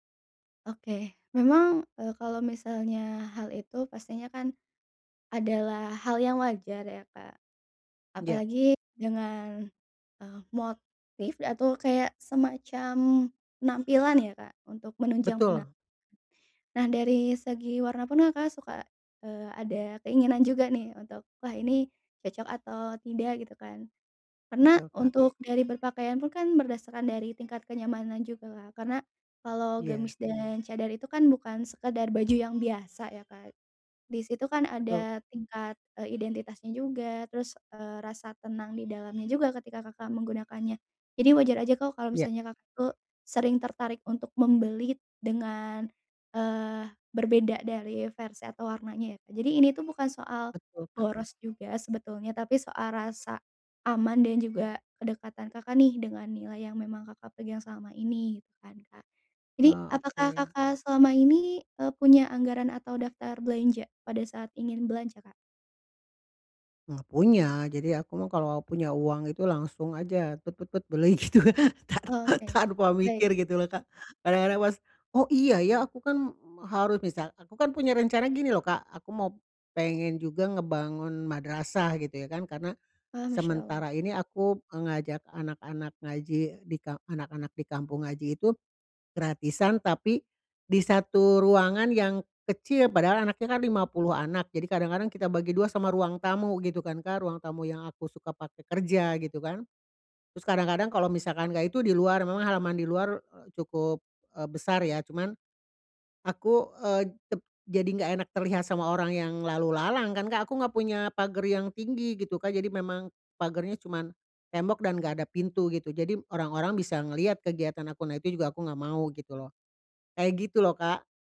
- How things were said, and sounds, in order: other background noise; laughing while speaking: "gitu, ta tanpa"
- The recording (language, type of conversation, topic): Indonesian, advice, Bagaimana cara membedakan kebutuhan dan keinginan saat berbelanja?